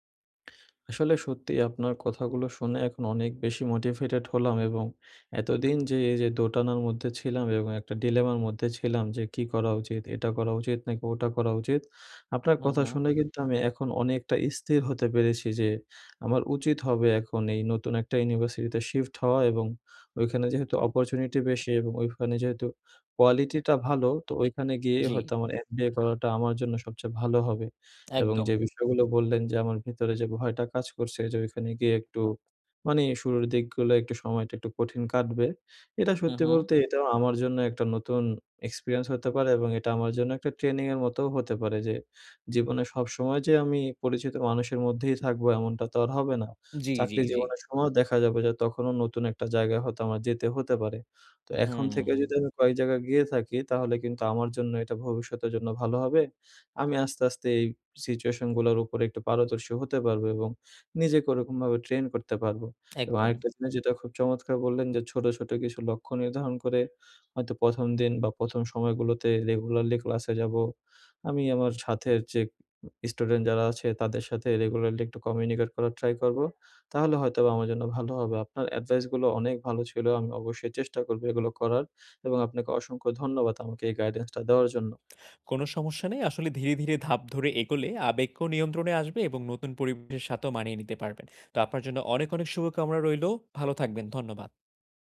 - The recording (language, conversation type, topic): Bengali, advice, নতুন স্থানে যাওয়ার আগে আমি কীভাবে আবেগ সামলাব?
- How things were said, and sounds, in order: tapping; other background noise; lip smack